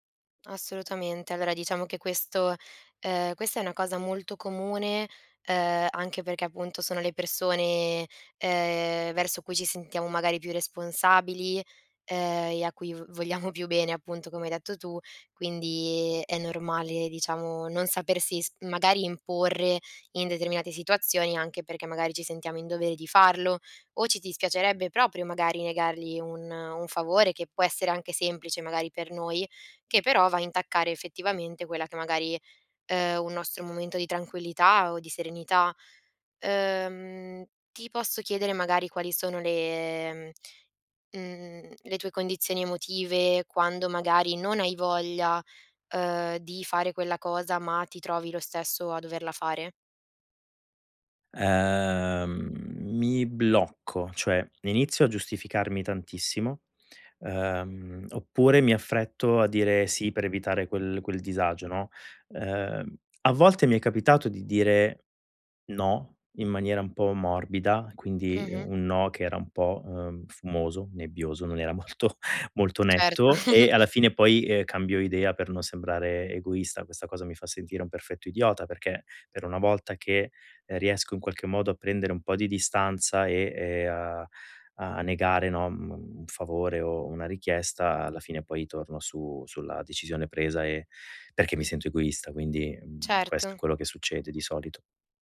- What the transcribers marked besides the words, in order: laughing while speaking: "vogliamo"; laughing while speaking: "molto"; tapping; chuckle; other background noise
- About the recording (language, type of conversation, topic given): Italian, advice, Come posso imparare a dire di no alle richieste degli altri senza sentirmi in colpa?